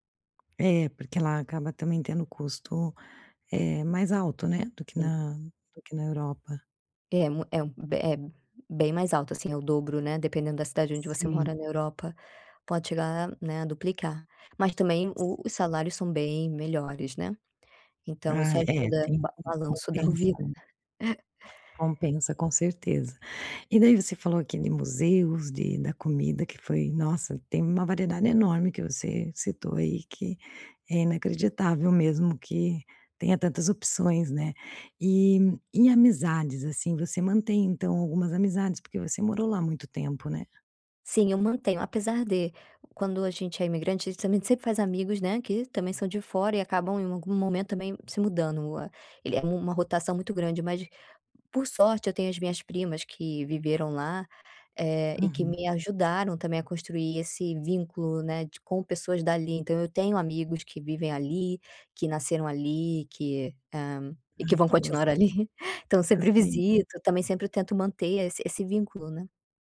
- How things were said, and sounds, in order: other background noise; laugh; giggle
- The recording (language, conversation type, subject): Portuguese, podcast, Qual lugar você sempre volta a visitar e por quê?
- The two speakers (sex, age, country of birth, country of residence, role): female, 30-34, Brazil, Spain, guest; female, 45-49, Brazil, Portugal, host